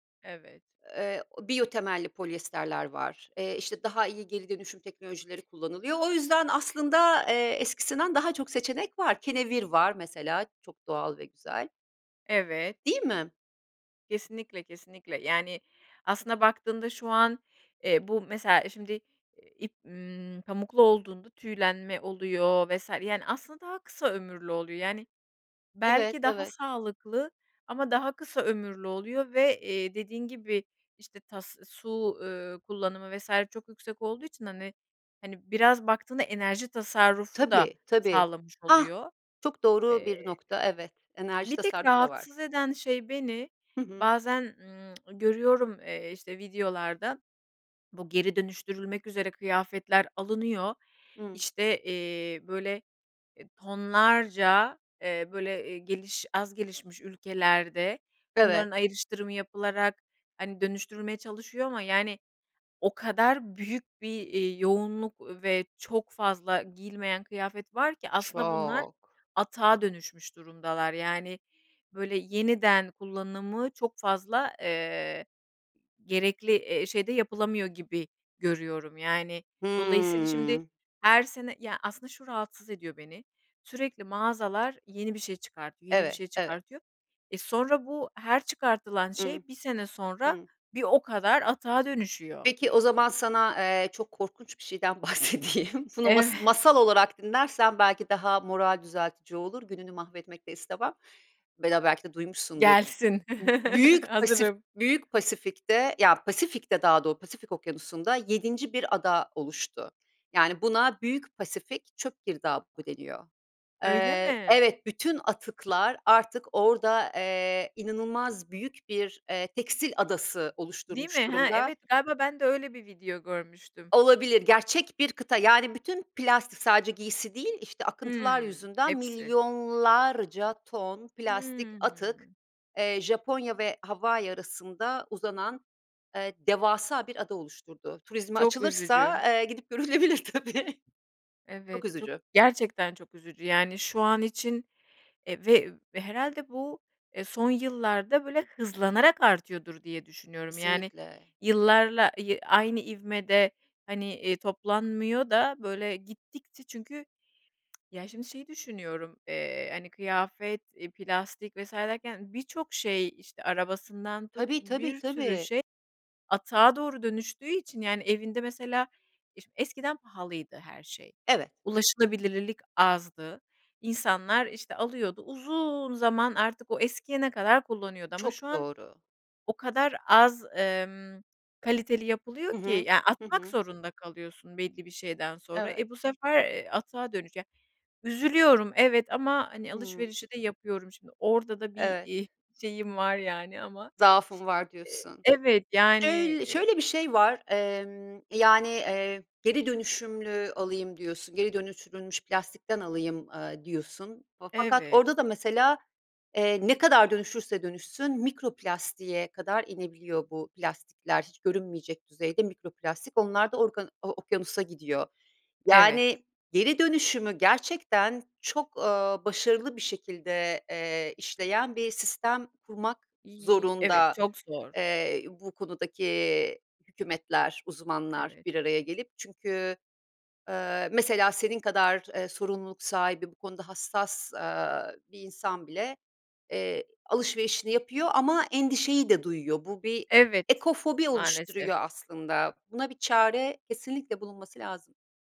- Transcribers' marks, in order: tapping; lip smack; drawn out: "Çok"; drawn out: "Hıı"; laughing while speaking: "bahsedeyim"; laughing while speaking: "Evet"; unintelligible speech; chuckle; stressed: "Gerçek bir kıta"; stressed: "milyonlarca"; laughing while speaking: "gidip görülebilir tabii"; lip smack
- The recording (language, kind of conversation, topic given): Turkish, podcast, Sürdürülebilir moda hakkında ne düşünüyorsun?